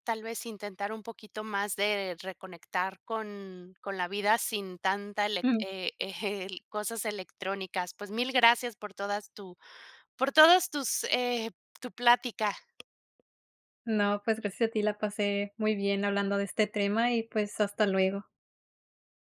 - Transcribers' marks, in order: none
- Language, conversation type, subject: Spanish, podcast, ¿Hasta dónde dejas que el móvil controle tu día?
- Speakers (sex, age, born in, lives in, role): female, 30-34, Mexico, United States, guest; female, 50-54, Mexico, Mexico, host